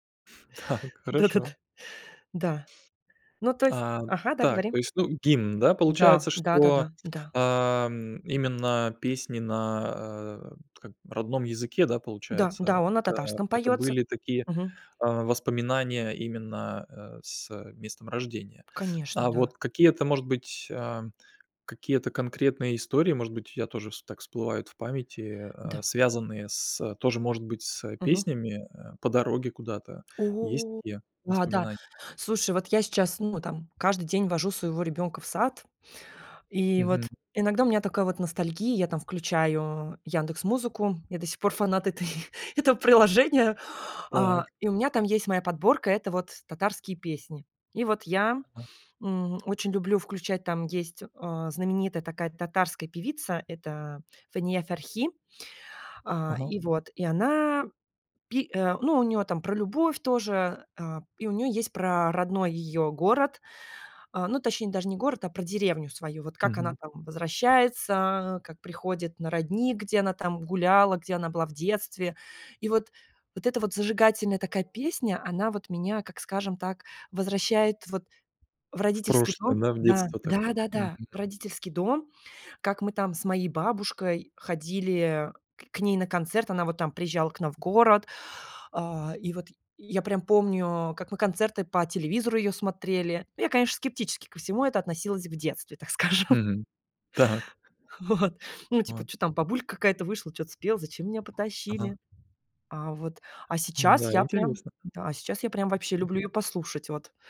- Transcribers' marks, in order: chuckle; laughing while speaking: "Так"; tapping; other background noise; drawn out: "О"; laughing while speaking: "этой"; joyful: "этого приложения"; laughing while speaking: "скажем"; laughing while speaking: "Вот"
- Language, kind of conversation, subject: Russian, podcast, Какая песня у тебя ассоциируется с городом, в котором ты вырос(ла)?